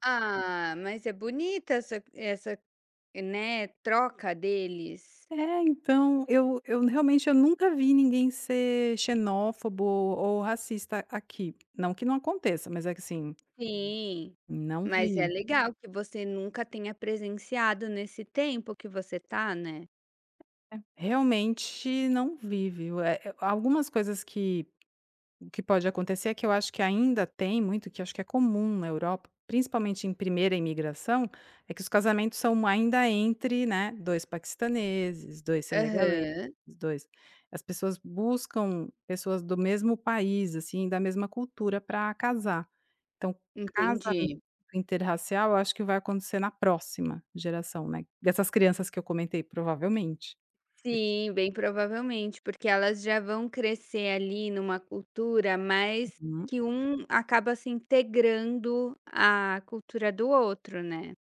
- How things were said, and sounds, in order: tapping
- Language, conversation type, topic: Portuguese, podcast, Como a cidade onde você mora reflete a diversidade cultural?